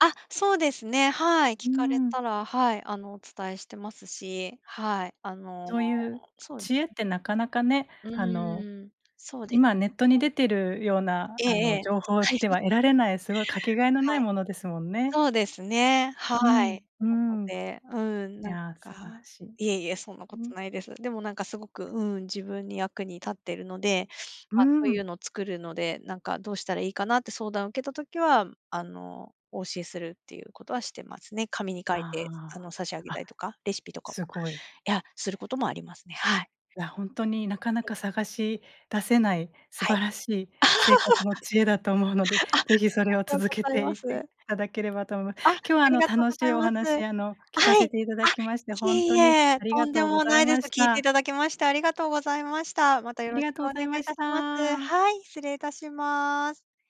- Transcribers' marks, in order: unintelligible speech; unintelligible speech; tapping; laugh
- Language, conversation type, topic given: Japanese, podcast, 祖父母から学んだ大切なことは何ですか？